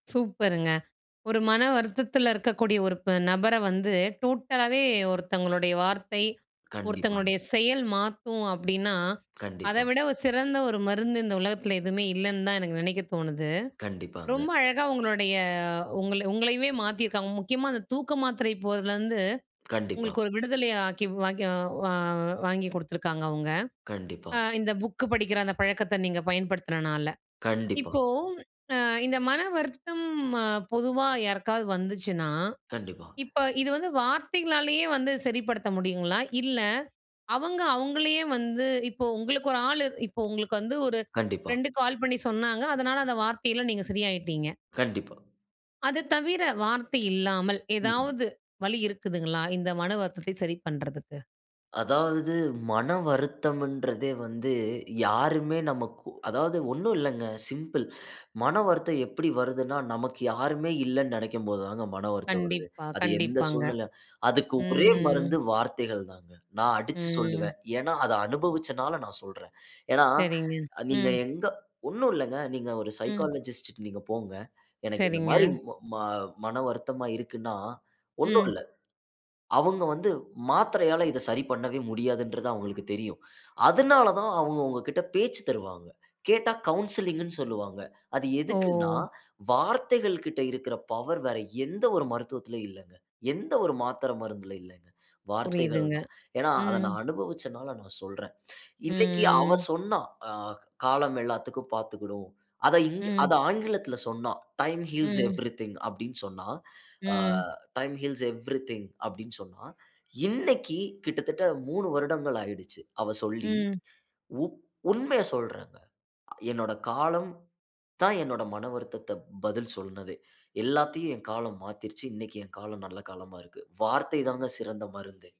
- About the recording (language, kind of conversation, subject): Tamil, podcast, மனவருத்தம் உள்ள ஒருவரை மீண்டும் அணுக எந்த வார்த்தைகள் பயனாகும்?
- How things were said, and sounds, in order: in English: "டூட்டலாவே"; "டோட்டலாவே" said as "டூட்டலாவே"; other background noise; in English: "சைக்காலஜிஸ்ட்ட"; in English: "கவுன்சிலிங்ன்னு"; drawn out: "ம்"; in English: "டைம் ஹீல்ஸ் எவ்ரிதிங்"; in English: "டைம் ஹீல்ஸ் எவ்ரிதிங்"